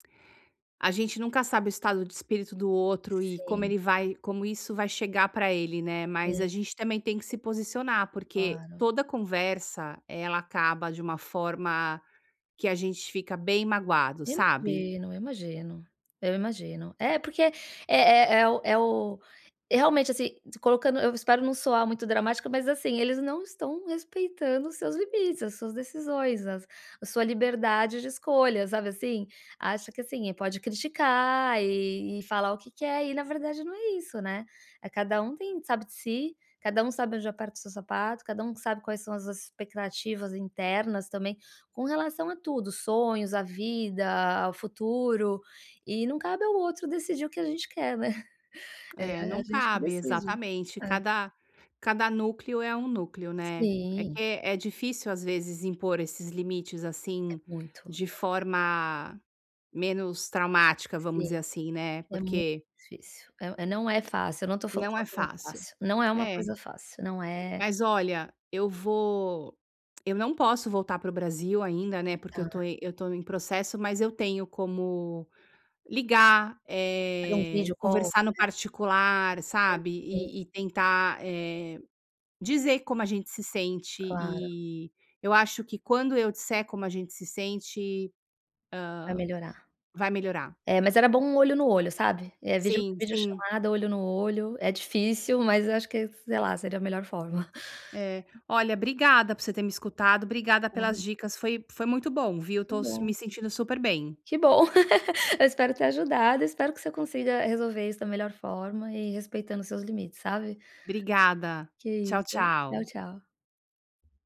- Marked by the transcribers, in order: in English: "call"; background speech; tapping; laugh
- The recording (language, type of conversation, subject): Portuguese, advice, Como posso estabelecer limites com amigos sem magoá-los?